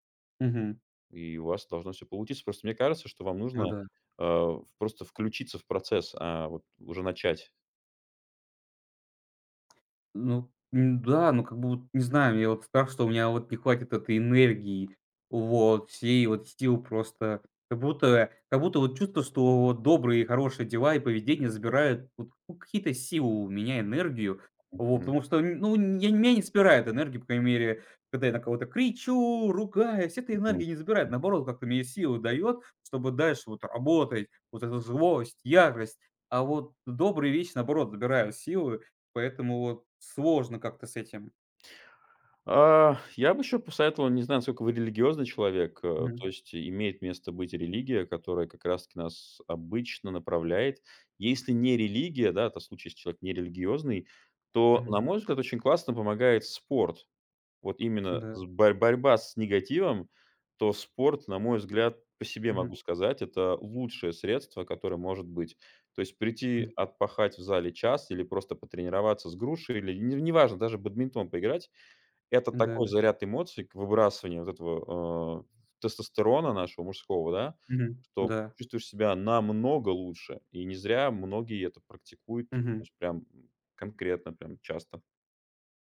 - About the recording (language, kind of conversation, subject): Russian, advice, Как вы описали бы ситуацию, когда ставите карьеру выше своих ценностей и из‑за этого теряете смысл?
- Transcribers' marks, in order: tapping